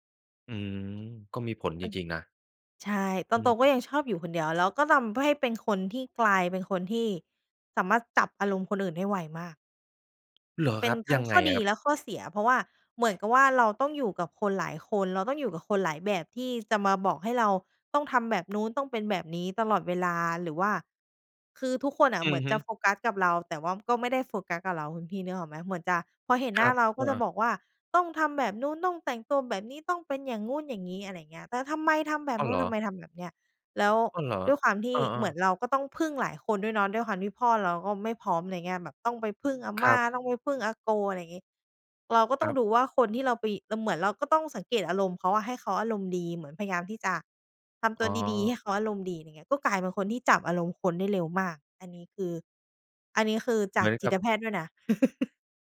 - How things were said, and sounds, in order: tapping; surprised: "เหรอครับ ?"; "เหมือน" said as "เหมย"; chuckle
- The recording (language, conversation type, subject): Thai, podcast, คุณรับมือกับคำวิจารณ์จากญาติอย่างไร?